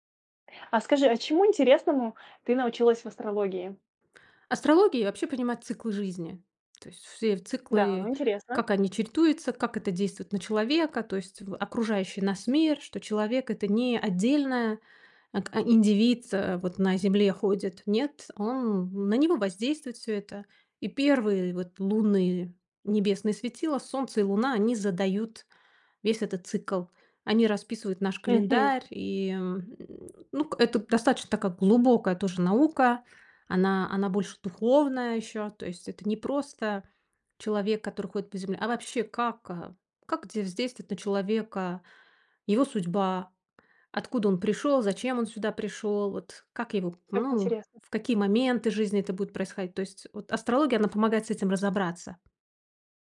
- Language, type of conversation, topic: Russian, podcast, Что помогает тебе не бросать новое занятие через неделю?
- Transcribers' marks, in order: none